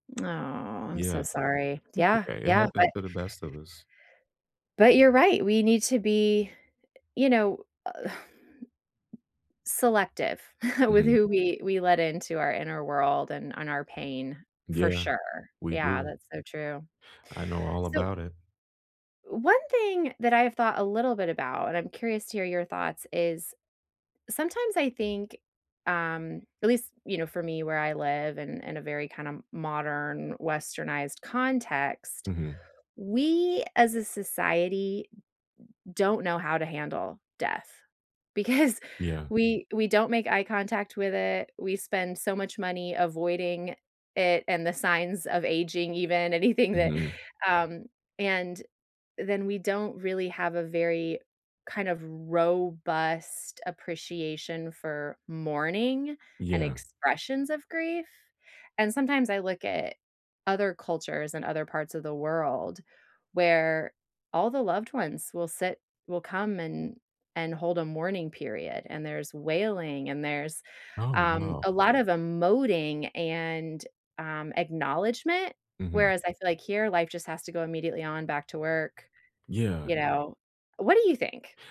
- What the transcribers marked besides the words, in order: exhale; chuckle; laughing while speaking: "because"; laughing while speaking: "anything"
- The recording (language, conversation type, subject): English, unstructured, What helps people cope with losing someone?
- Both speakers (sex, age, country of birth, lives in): female, 40-44, United States, United States; male, 40-44, United States, United States